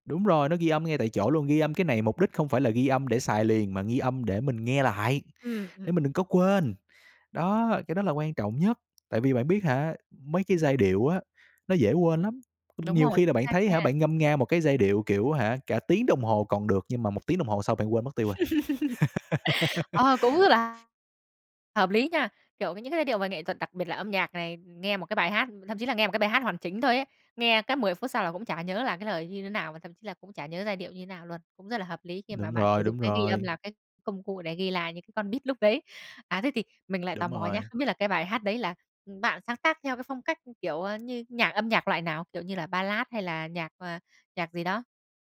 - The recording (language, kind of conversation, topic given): Vietnamese, podcast, Bạn có thói quen nào giúp bạn tìm được cảm hứng sáng tạo không?
- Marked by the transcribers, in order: tapping; laugh; laugh; other background noise; in English: "beat"